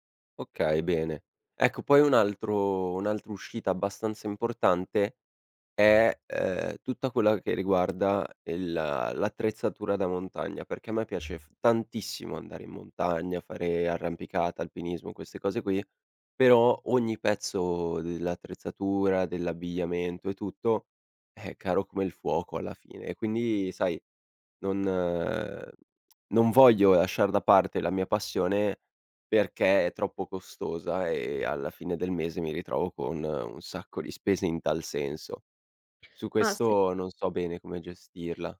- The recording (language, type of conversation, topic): Italian, advice, Come posso rispettare un budget mensile senza sforarlo?
- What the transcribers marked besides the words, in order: other background noise; tapping